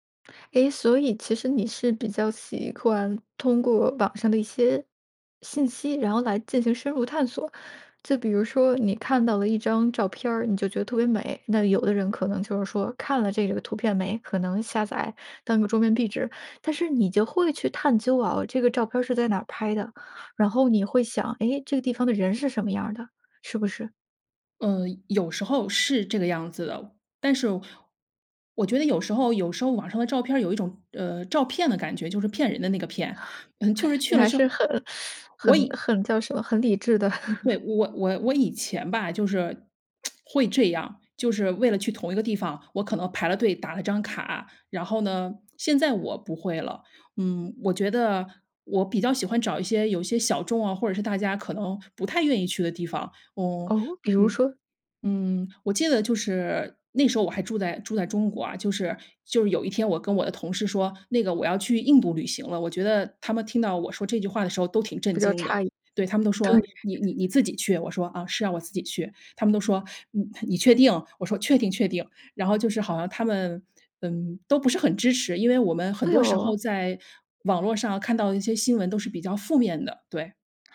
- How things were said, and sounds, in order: teeth sucking; laugh; lip smack; chuckle
- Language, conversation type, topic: Chinese, podcast, 旅行教给你最重要的一课是什么？